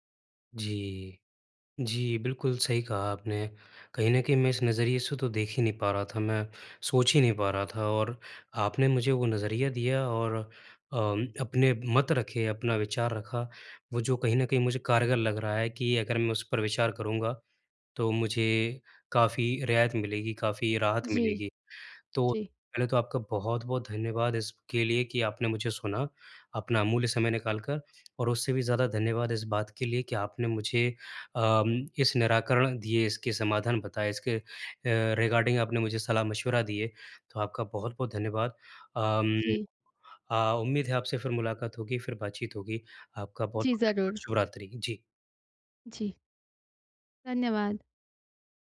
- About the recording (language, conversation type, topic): Hindi, advice, नए शौक या अनुभव शुरू करते समय मुझे डर और असुरक्षा क्यों महसूस होती है?
- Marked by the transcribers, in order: in English: "रिगार्डिंग"; unintelligible speech